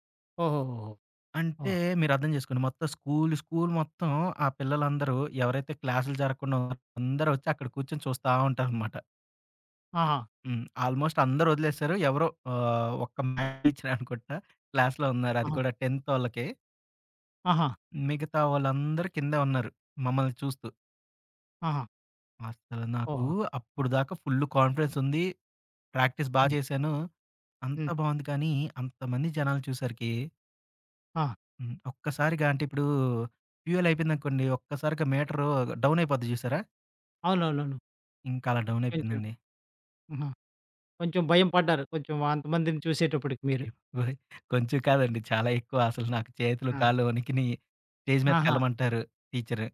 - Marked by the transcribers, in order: other background noise; in English: "ఆల్మోస్ట్"; in English: "మ్యాథ్స్ టీచర్"; chuckle; in English: "క్లాస్‌లో"; in English: "కాన్ఫిడెన్స్"; in English: "ప్రాక్టీస్"; in English: "ఫ్యూయల్"; in English: "డౌన్"; chuckle; in English: "స్టేజ్"
- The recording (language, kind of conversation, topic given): Telugu, podcast, ఆత్మవిశ్వాసం తగ్గినప్పుడు దానిని మళ్లీ ఎలా పెంచుకుంటారు?